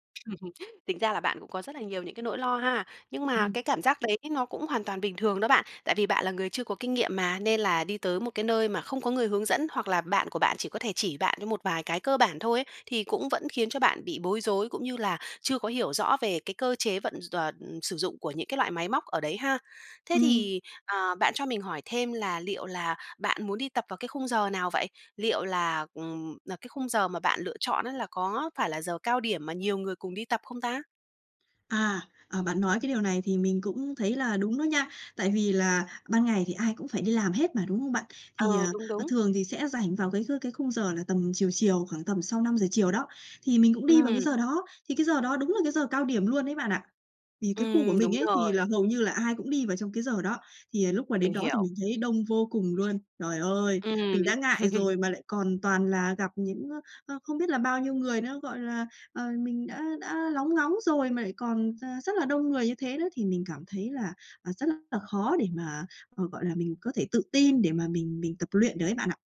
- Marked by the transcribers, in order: laugh; laugh
- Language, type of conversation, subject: Vietnamese, advice, Mình nên làm gì để bớt lo lắng khi mới bắt đầu tập ở phòng gym đông người?